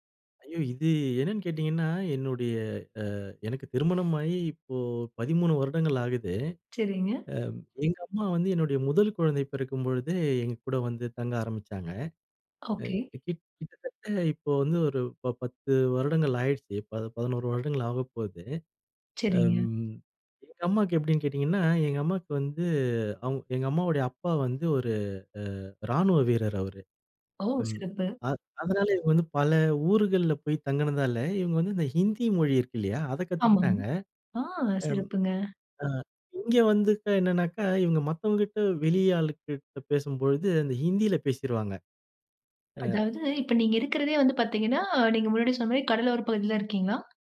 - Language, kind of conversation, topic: Tamil, podcast, மொழி வேறுபாடு காரணமாக அன்பு தவறாகப் புரிந்து கொள்ளப்படுவதா? உதாரணம் சொல்ல முடியுமா?
- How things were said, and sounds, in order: none